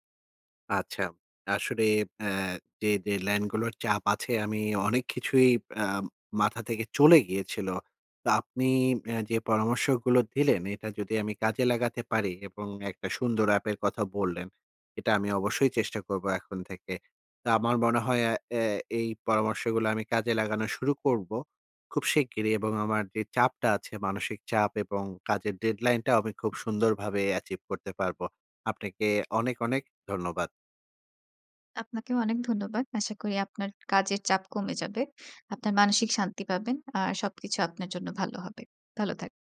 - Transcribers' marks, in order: in English: "deadline"; in English: "deadline"; in English: "achieve"
- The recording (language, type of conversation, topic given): Bengali, advice, ডেডলাইনের চাপের কারণে আপনার কাজ কি আটকে যায়?